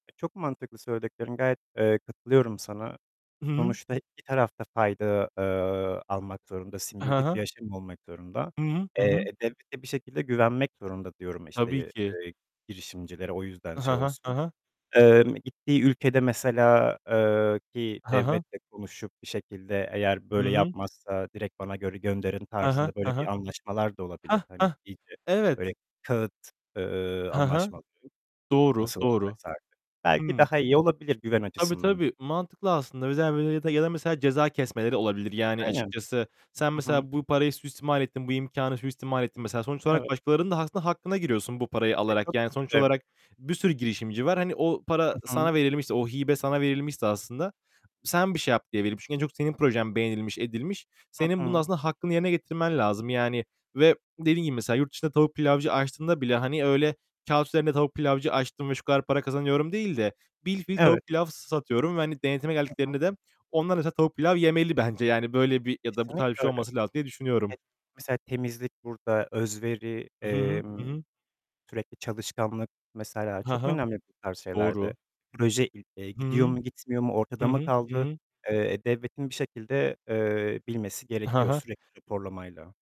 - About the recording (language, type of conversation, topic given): Turkish, unstructured, Sence devletin genç girişimcilere destek vermesi hangi olumlu etkileri yaratır?
- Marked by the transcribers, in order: tapping; other background noise; distorted speech; unintelligible speech; unintelligible speech